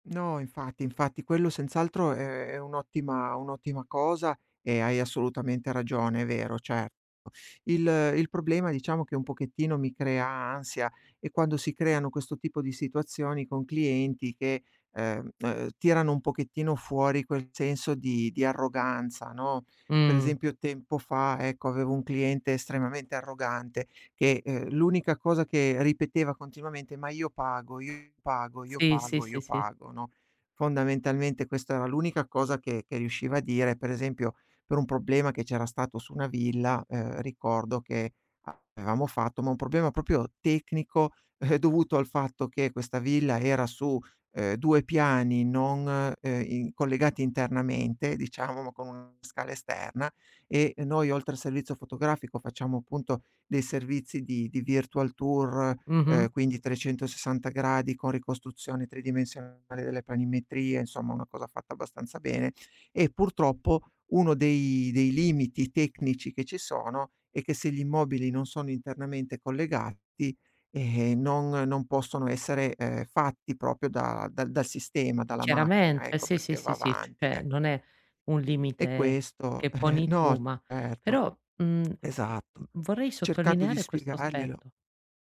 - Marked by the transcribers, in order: other background noise; "proprio" said as "propio"; "proprio" said as "propio"; "cioè" said as "ceh"; chuckle
- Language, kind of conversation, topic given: Italian, advice, Dopo il burnout, come posso ritrovare fiducia nelle mie capacità al lavoro?